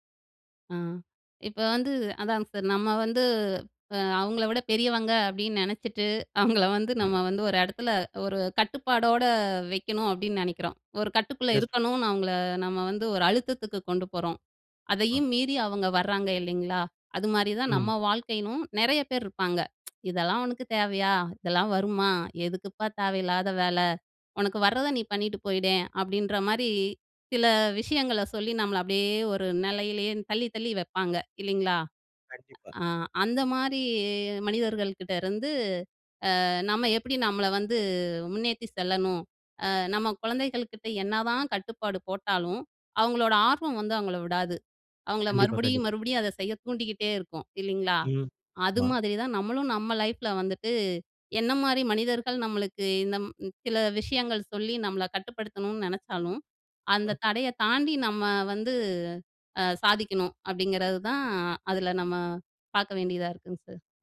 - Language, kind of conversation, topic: Tamil, podcast, குழந்தைகளிடம் இருந்து நீங்கள் கற்றுக்கொண்ட எளிய வாழ்க்கைப் பாடம் என்ன?
- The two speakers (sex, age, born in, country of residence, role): female, 35-39, India, India, guest; male, 40-44, India, India, host
- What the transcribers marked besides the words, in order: other noise; tsk; other background noise